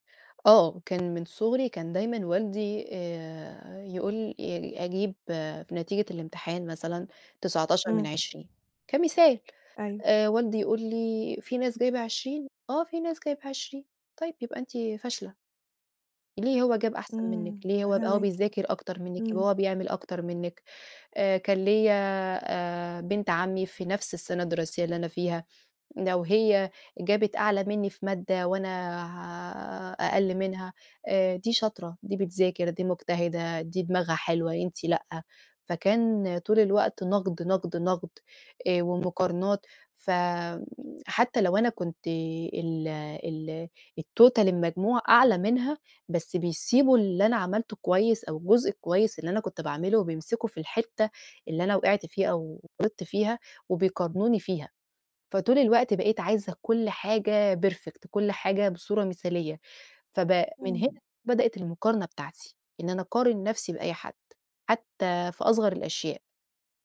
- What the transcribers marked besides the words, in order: tapping; distorted speech; in English: "الTotal"; in English: "perfect"
- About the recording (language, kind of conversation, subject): Arabic, advice, إزاي المقارنة بالناس بتقلّل ثقتي في نفسي وبتأثر على قدرتي أحقق أهدافي؟